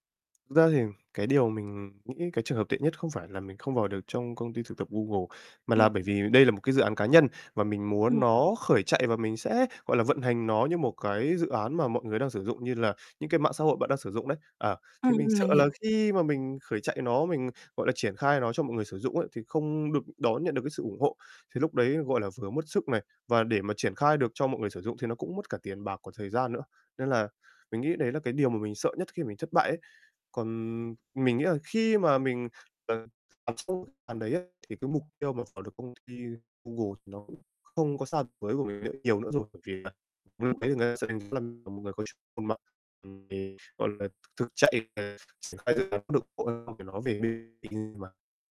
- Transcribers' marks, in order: distorted speech; other background noise; unintelligible speech; unintelligible speech; unintelligible speech; unintelligible speech; unintelligible speech
- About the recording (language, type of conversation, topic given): Vietnamese, advice, Nỗi sợ thất bại đang ảnh hưởng như thế nào đến mối quan hệ của bạn với gia đình hoặc bạn bè?